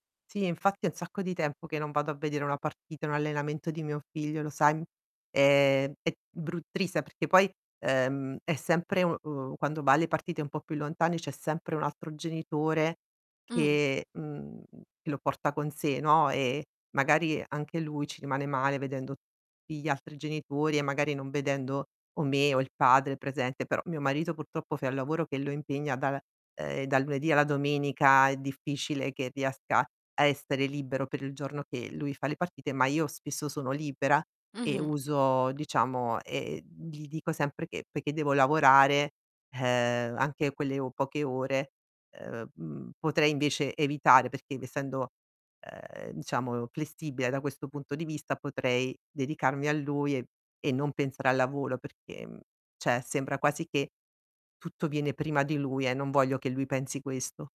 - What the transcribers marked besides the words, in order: distorted speech; tapping; "triste" said as "trissa"; "fa" said as "fe"; "un" said as "u"; "perché" said as "pecché"; "essendo" said as "dessendo"; "lavoro" said as "lavolo"; "cioè" said as "ceh"
- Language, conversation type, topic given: Italian, advice, Come posso gestire il senso di colpa per non passare abbastanza tempo con i miei figli?